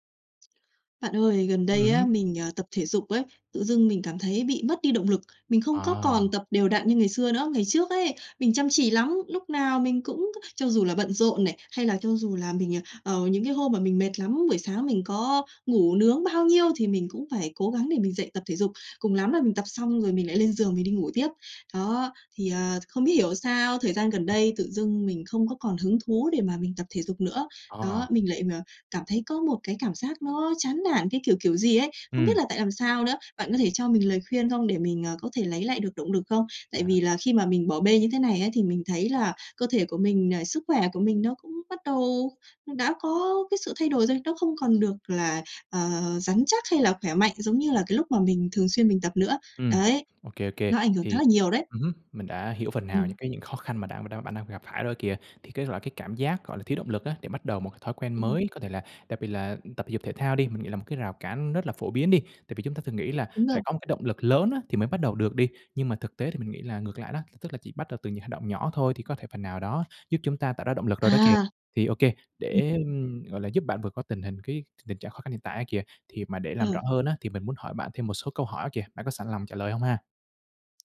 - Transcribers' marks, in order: other background noise; tapping
- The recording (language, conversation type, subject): Vietnamese, advice, Làm sao để có động lực bắt đầu tập thể dục hằng ngày?